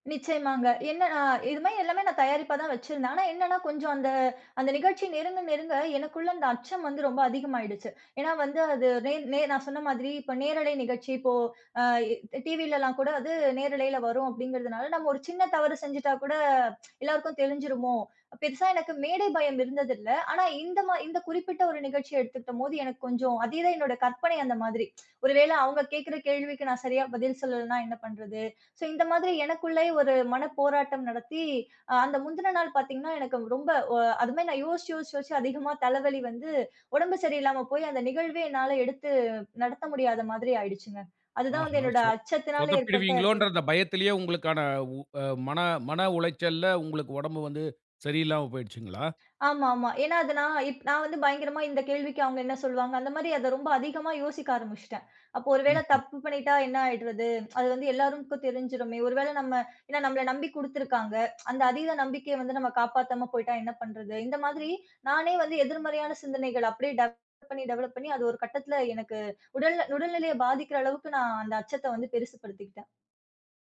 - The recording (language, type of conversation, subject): Tamil, podcast, உங்கள் அச்சங்கள் உங்களை எந்த அளவுக்கு கட்டுப்படுத்துகின்றன?
- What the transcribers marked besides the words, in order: tsk; "தெரிஞ்சிருமோ" said as "தெளிஞ்சிருமோ"; tsk; in English: "சோ"; tsk; in English: "டெவலப்"; in English: "டெவலப்"